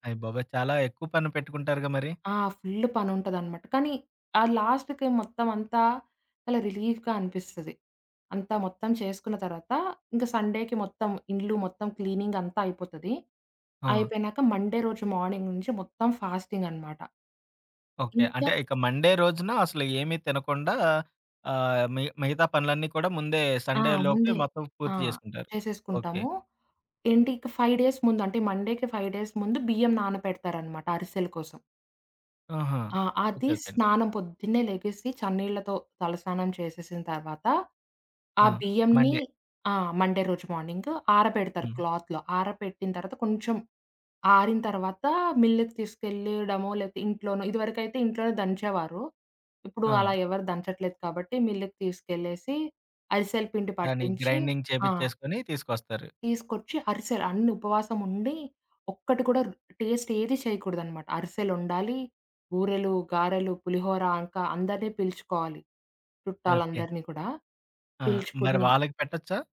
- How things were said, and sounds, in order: in English: "ఫుల్"; other background noise; in English: "లాస్ట్‌కి"; tapping; in English: "రిలీఫ్‌గా"; in English: "సండేకి"; in English: "క్లీనింగ్"; in English: "మండే"; in English: "మార్నింగ్"; in English: "మండే"; in English: "సండేలోపే"; in English: "ఫైవ్ డేస్"; in English: "మండేకి ఫైవ్ డేస్"; in English: "మండే"; in English: "మండే"; in English: "మార్నింగ్"; in English: "క్లాత్‌లో"; in English: "గ్రైండింగ్"; in English: "టేస్ట్"
- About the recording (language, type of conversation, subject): Telugu, podcast, మీ కుటుంబ సంప్రదాయాల్లో మీకు అత్యంత ఇష్టమైన సంప్రదాయం ఏది?